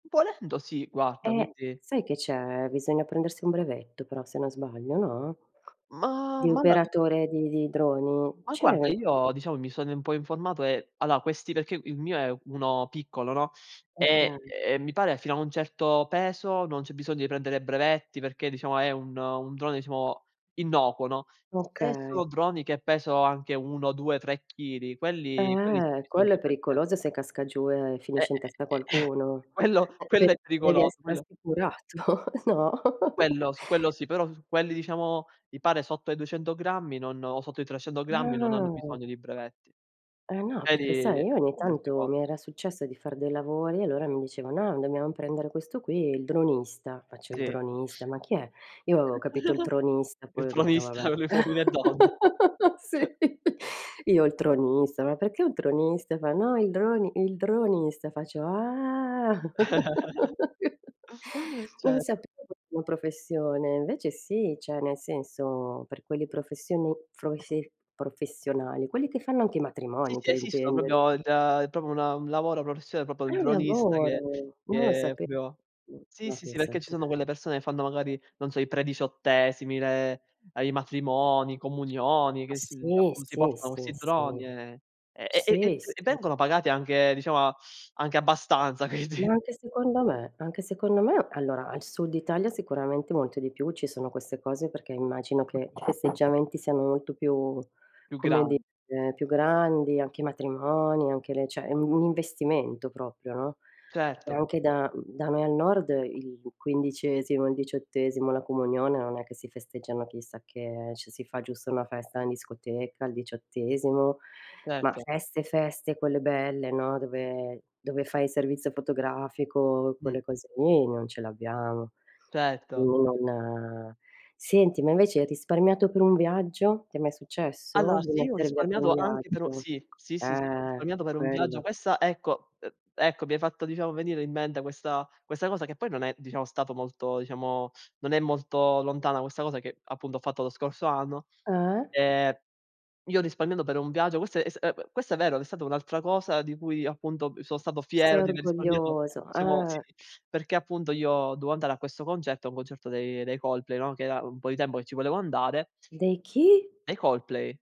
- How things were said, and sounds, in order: other background noise; "allora" said as "aloa"; chuckle; laughing while speaking: "assicurato, no?"; chuckle; chuckle; laughing while speaking: "Il tronista, quello di fomini e Donne"; "Uomini" said as "fomini"; chuckle; laugh; laughing while speaking: "sì"; chuckle; laugh; "cioè" said as "ceh"; "proprio" said as "propio"; "proprio" said as "propio"; "proprio" said as "propio"; "proprio" said as "propio"; laughing while speaking: "quindi"; "cioè" said as "ceh"; "cioè" said as "ceh"; "Allora" said as "alloa"; tapping; "dovevo" said as "doveo"
- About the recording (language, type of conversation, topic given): Italian, unstructured, Qual è la cosa più bella che hai comprato con i tuoi risparmi?